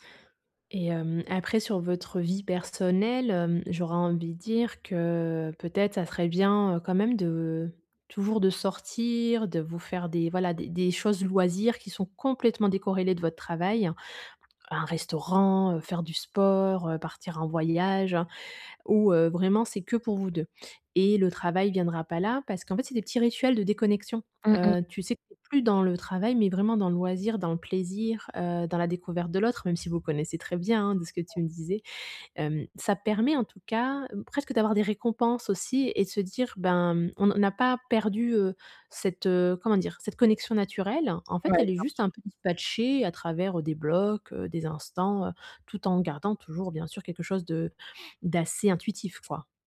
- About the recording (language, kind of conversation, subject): French, advice, Comment puis-je mieux séparer mon travail de ma vie personnelle pour me sentir moins stressé ?
- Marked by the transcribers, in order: other background noise